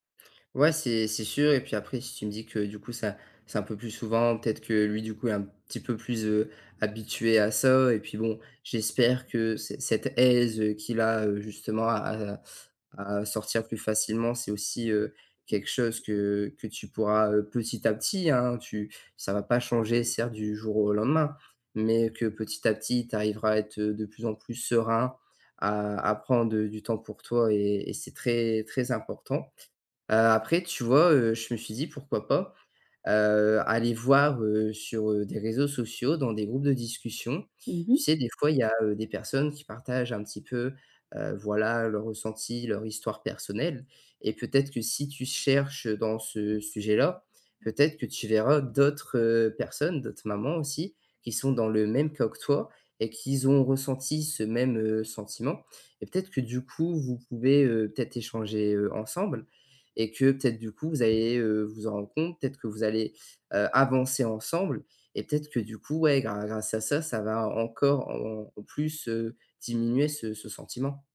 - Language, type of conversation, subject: French, advice, Pourquoi est-ce que je me sens coupable quand je prends du temps pour moi ?
- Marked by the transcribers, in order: none